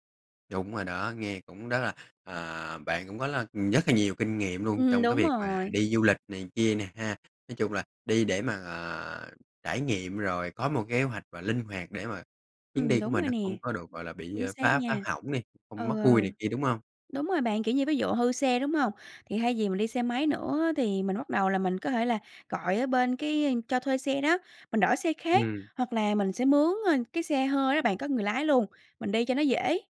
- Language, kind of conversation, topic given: Vietnamese, podcast, Bạn đã bao giờ phải linh hoạt vì kế hoạch bị phá hỏng chưa?
- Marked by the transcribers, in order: tapping